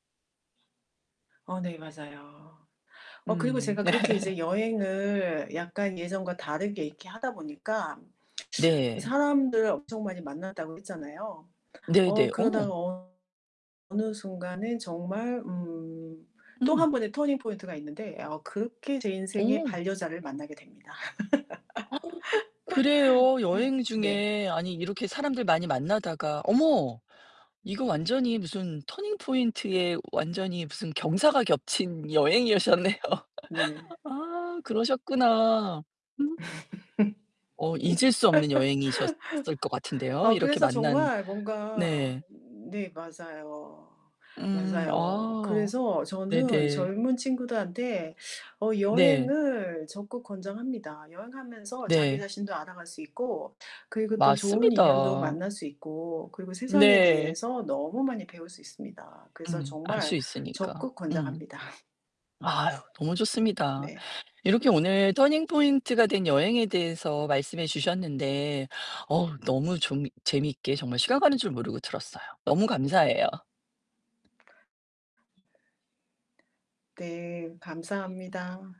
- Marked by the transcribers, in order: laugh; distorted speech; tapping; gasp; laugh; laugh; laugh; other background noise; laughing while speaking: "권장합니다"; other noise; static; background speech
- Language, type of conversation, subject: Korean, podcast, 인생의 전환점이 된 여행이 있었나요?